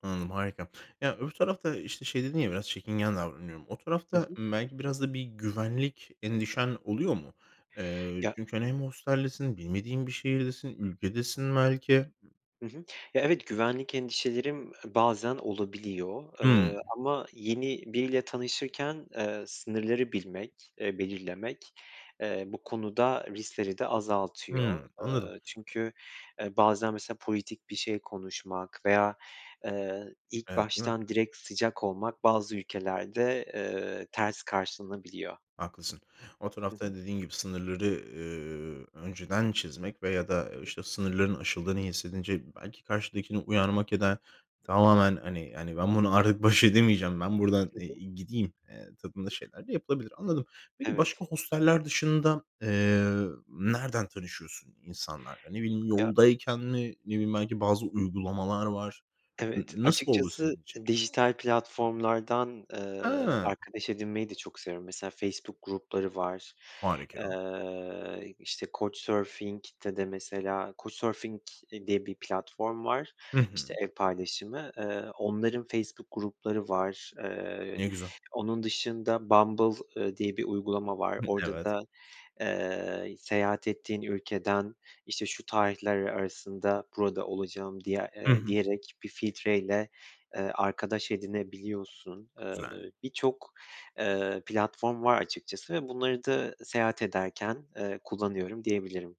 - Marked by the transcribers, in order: other background noise; tapping; surprised: "A"; "Harika" said as "Harikâ"; stressed: "Couchsurfing"
- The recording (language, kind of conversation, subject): Turkish, podcast, Yalnız seyahat ederken yeni insanlarla nasıl tanışılır?